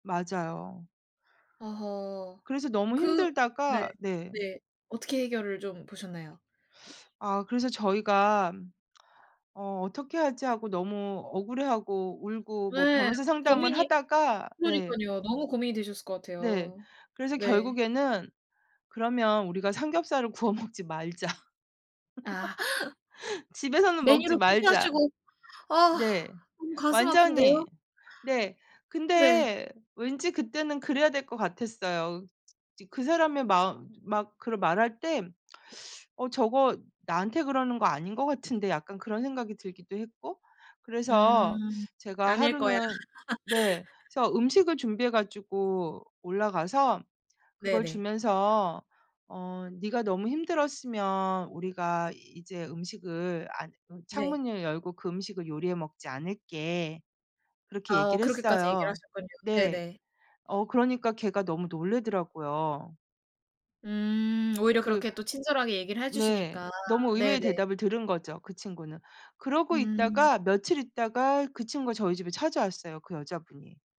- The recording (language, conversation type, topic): Korean, podcast, 이웃 간 갈등이 생겼을 때 가장 원만하게 해결하는 방법은 무엇인가요?
- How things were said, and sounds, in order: tapping; laughing while speaking: "구워 먹지 말자"; laugh; gasp; other background noise; teeth sucking; laughing while speaking: "거야"; laugh; other noise; sniff